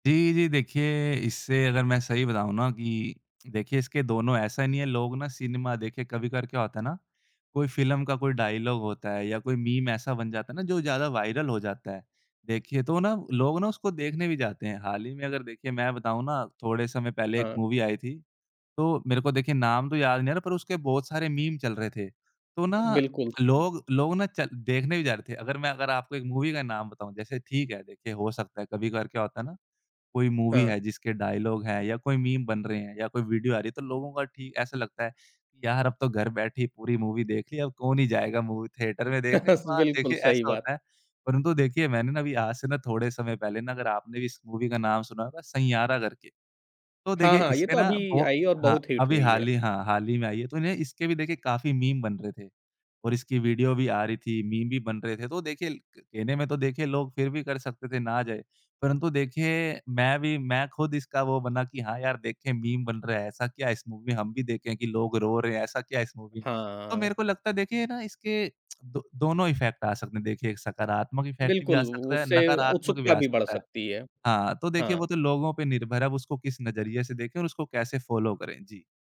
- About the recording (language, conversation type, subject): Hindi, podcast, सोशल मीडिया के रुझान मनोरंजन को कैसे बदल रहे हैं, इस बारे में आपका क्या विचार है?
- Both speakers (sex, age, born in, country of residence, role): male, 20-24, India, India, guest; male, 40-44, India, Germany, host
- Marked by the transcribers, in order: in English: "मूवी"; in English: "मूवी"; in English: "मूवी"; in English: "मूवी"; in English: "मूवी थिएटर"; chuckle; in English: "मूवी"; in English: "मूवी"; in English: "मूवी"; tapping; in English: "इफेक्ट"; in English: "इफ़ेक्ट"; in English: "फॉलो"